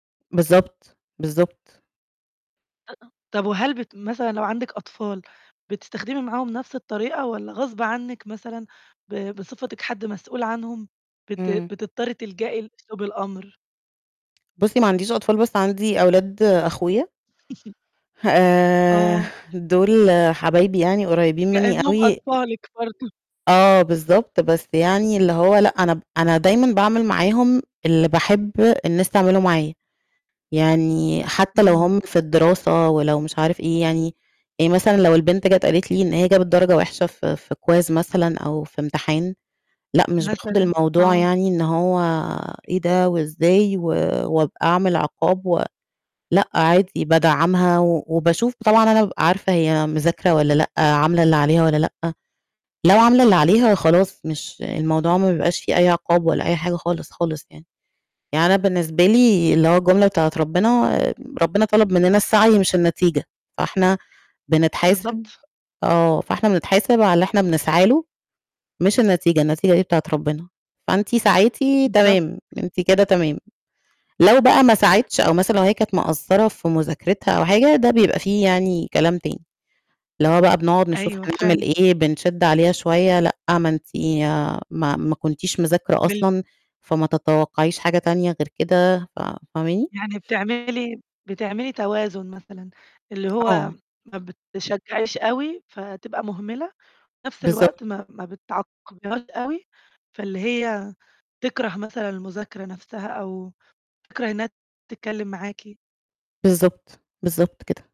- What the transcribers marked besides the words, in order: unintelligible speech; distorted speech; chuckle; sigh; unintelligible speech; other background noise; laughing while speaking: "برضو"; in English: "quiz"; tapping
- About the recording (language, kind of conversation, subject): Arabic, podcast, إزاي بتتعامل مع الفشل؟